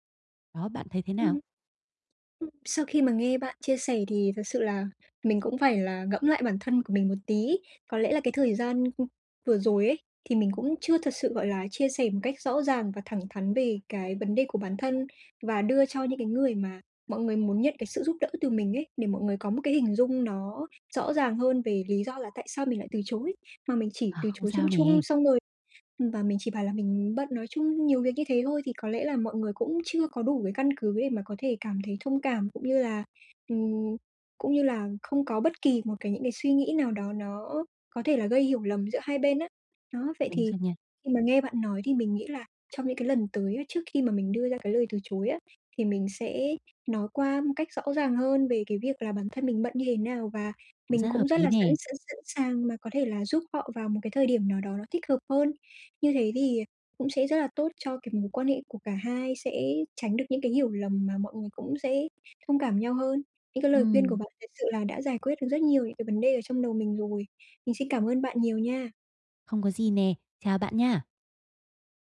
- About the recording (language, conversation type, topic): Vietnamese, advice, Làm sao để nói “không” mà không hối tiếc?
- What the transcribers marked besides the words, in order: other background noise; tapping